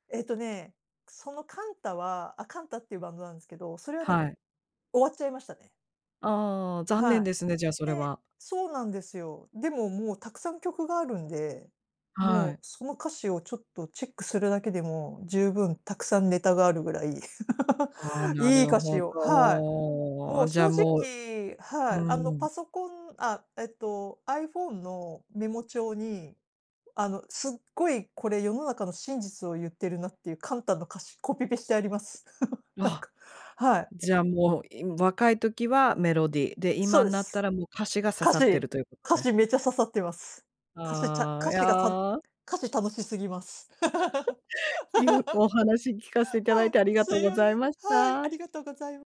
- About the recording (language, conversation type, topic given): Japanese, podcast, 歌詞とメロディーでは、どちらをより重視しますか？
- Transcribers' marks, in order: laugh; laugh; laugh